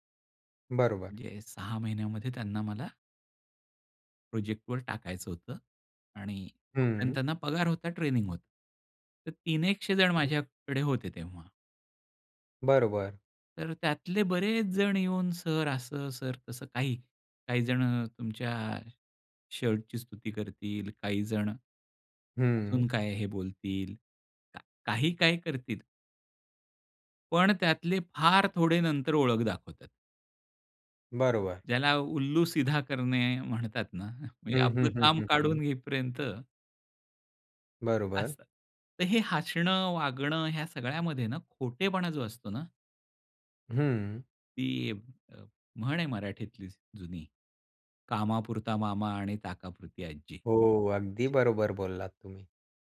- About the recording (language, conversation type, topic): Marathi, podcast, खऱ्या आणि बनावट हसण्यातला फरक कसा ओळखता?
- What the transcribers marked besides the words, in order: other background noise